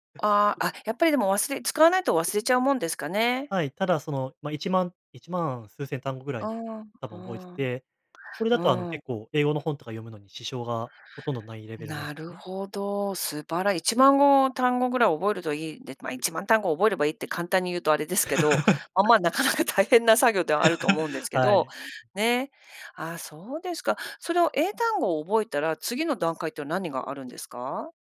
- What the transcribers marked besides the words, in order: laugh; laughing while speaking: "なかなか"; laugh
- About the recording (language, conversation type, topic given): Japanese, podcast, 上達するためのコツは何ですか？